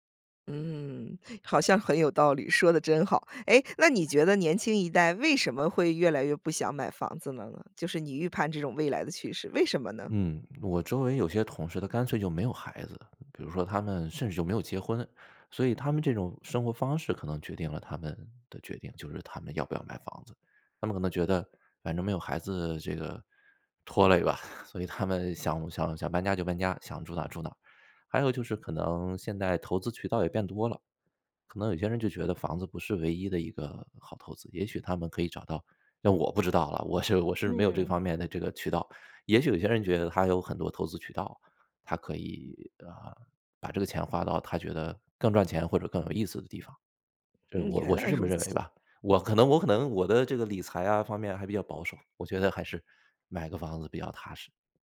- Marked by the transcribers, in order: laughing while speaking: "拖累吧"
- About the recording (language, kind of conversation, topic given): Chinese, podcast, 你会如何权衡买房还是租房？